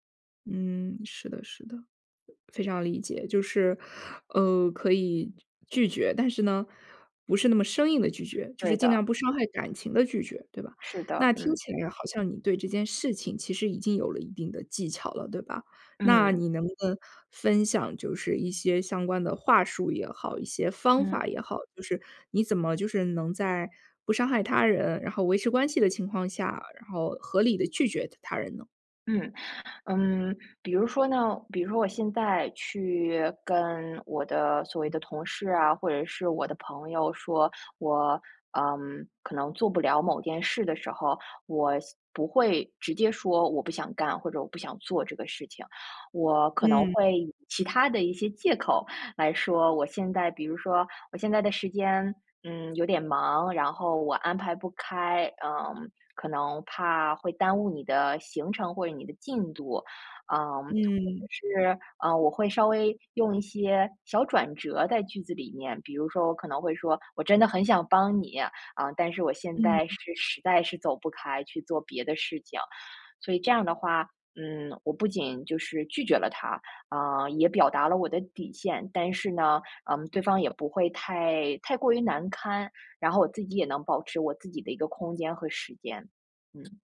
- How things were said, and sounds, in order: none
- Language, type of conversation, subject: Chinese, podcast, 你是怎么学会说“不”的？